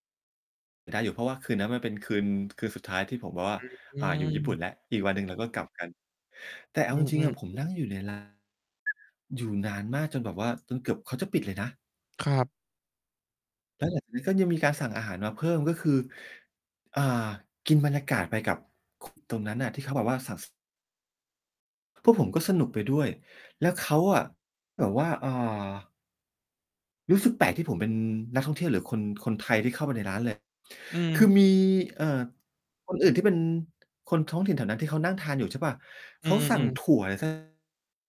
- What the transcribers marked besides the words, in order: distorted speech; mechanical hum; tapping
- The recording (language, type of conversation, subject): Thai, podcast, คุณเคยหลงทางแล้วบังเอิญเจอร้านอาหารอร่อยมากไหม?